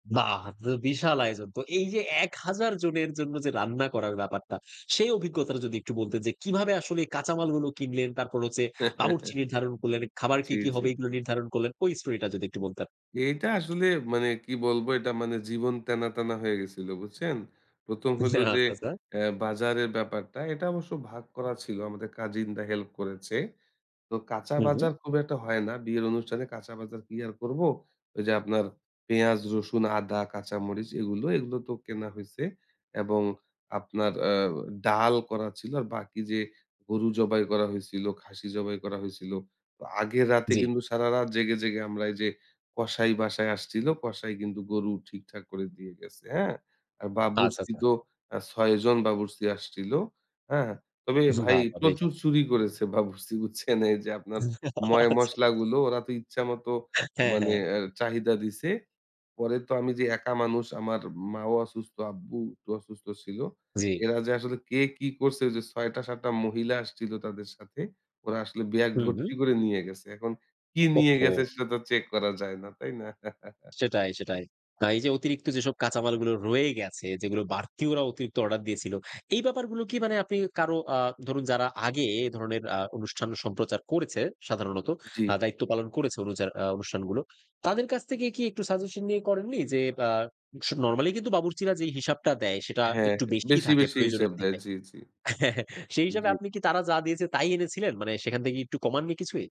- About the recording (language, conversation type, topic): Bengali, podcast, আপনি অতিথিদের জন্য মেনু কীভাবে ঠিক করেন?
- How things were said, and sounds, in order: chuckle; other background noise; unintelligible speech; tapping; laughing while speaking: "বাহ! বেশ"; laughing while speaking: "বাবুর্চি, বুঝছেন?"; chuckle; laughing while speaking: "আচ্ছা"; laughing while speaking: "হ্যাঁ, হ্যাঁ"; other noise; laughing while speaking: "সেটা তো চেক করা যায় না, তাই না?"; tsk; chuckle; lip smack; chuckle